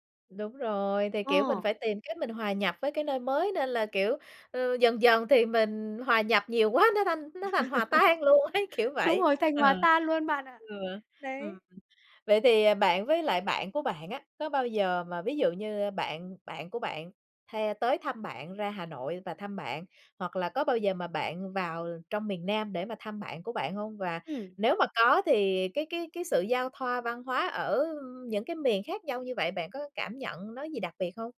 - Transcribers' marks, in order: laugh; laughing while speaking: "tan luôn ấy"
- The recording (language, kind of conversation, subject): Vietnamese, podcast, Bạn đã lần đầu phải thích nghi với văn hoá ở nơi mới như thế nào?